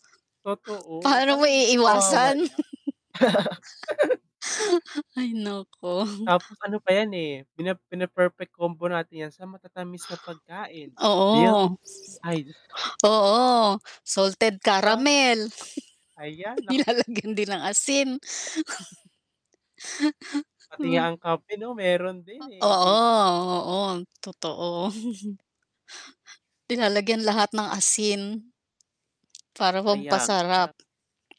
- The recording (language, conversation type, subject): Filipino, unstructured, Ano ang pakiramdam mo kapag kumakain ka ng mga pagkaing sobrang maalat?
- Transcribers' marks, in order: laugh; static; tapping; other background noise; distorted speech; chuckle; laughing while speaking: "Nilalagyan"; chuckle; chuckle